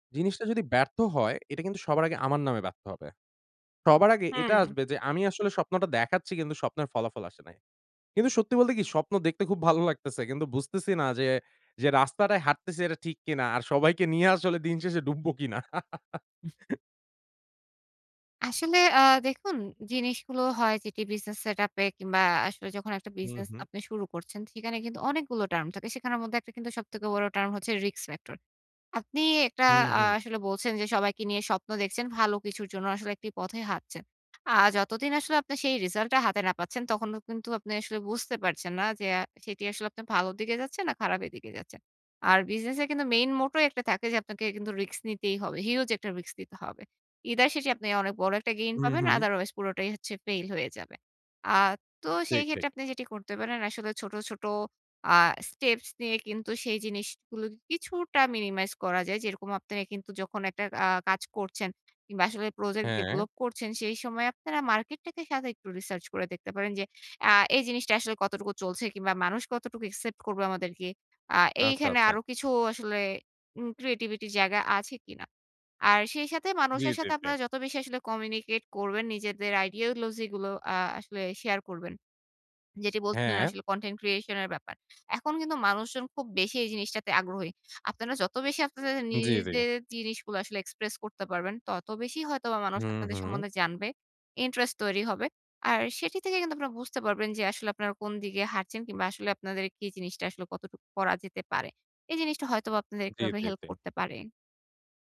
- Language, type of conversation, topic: Bengali, advice, স্টার্টআপে দ্রুত সিদ্ধান্ত নিতে গিয়ে আপনি কী ধরনের চাপ ও দ্বিধা অনুভব করেন?
- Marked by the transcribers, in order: laughing while speaking: "দিন শেষে ডুবব কিনা"; laugh; in English: "risk factor"; "রেজাল্ট" said as "রিজাল্ট"; in English: "motto"; "রিস্ক" said as "রিক্স"; "রিস্ক" said as "রিক্স"; in English: "either"; in English: "otherwise"; in English: "minimize"; in English: "creativity"; in English: "communicate"; in English: "ideology"; in English: "content creation"; in English: "express"